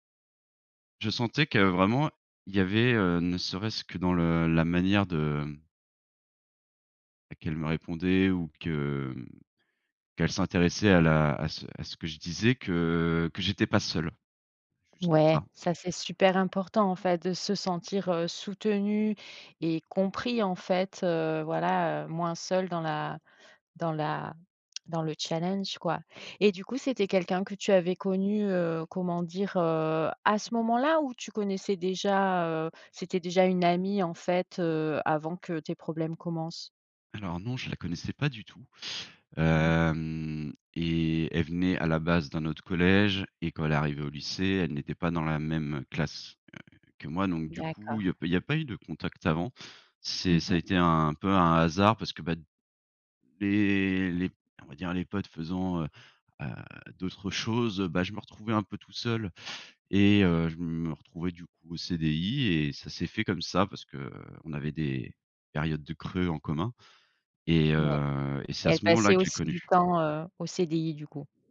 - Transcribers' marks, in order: drawn out: "Hem"
- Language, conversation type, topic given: French, podcast, Quel est le moment où l’écoute a tout changé pour toi ?